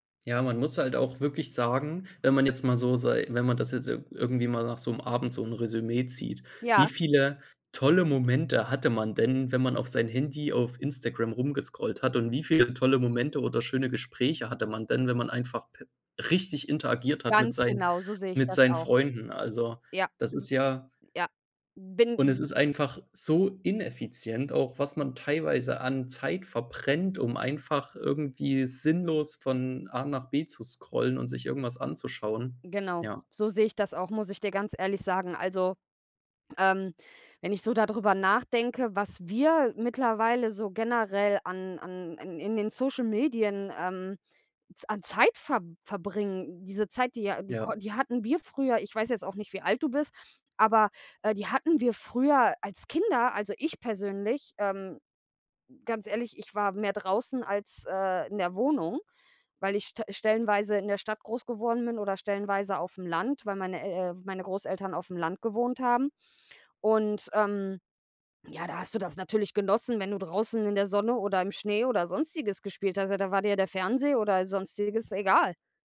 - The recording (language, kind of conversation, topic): German, unstructured, Wie beeinflussen soziale Medien unser Miteinander?
- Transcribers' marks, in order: other background noise; tapping